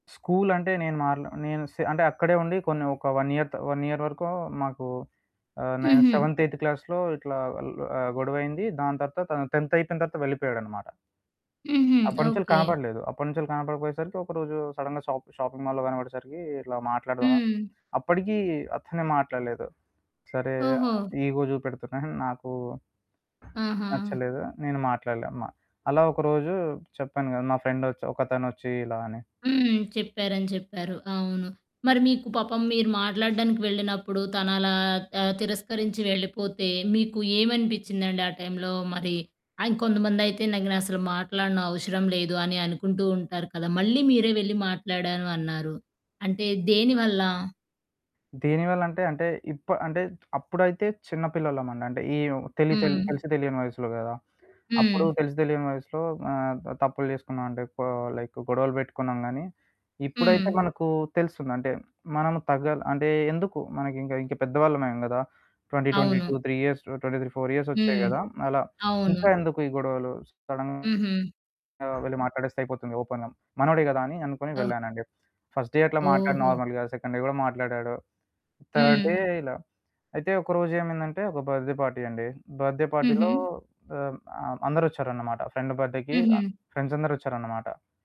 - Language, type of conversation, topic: Telugu, podcast, పాత స్నేహాన్ని మళ్లీ మొదలుపెట్టాలంటే మీరు ఎలా ముందుకు వెళ్తారు?
- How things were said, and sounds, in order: other background noise; in English: "వన్ ఇయర్"; in English: "వన్ ఇయర్"; in English: "సెవెన్త్, ఎయిత్ క్లాస్‌లొ"; in English: "టెన్త్"; in English: "సడెన్‌గా షాప్, షాపింగ్ మాల్ లో"; in English: "ఈగో"; in English: "టైమ్‌లో"; in English: "లైక్"; in English: "ట్వెంటీ ట్వెంటీ టూ త్రీ ఇయర్స్, ట్వెంటీ ఫోర్ ఇయర్స్"; distorted speech; in English: "సడెన్‌గా"; in English: "ఓపెన్‌గా"; in English: "ఫస్ట్ డే"; in English: "నార్మల్‌గా. సెకండ్ డే"; in English: "థర్డ్ డే"; in English: "బర్త్దే పార్టీ"; in English: "బర్త్దే పార్టీలో"; in English: "ఫ్రెండ్ బర్త్డేకి ఫ్రెండ్స్"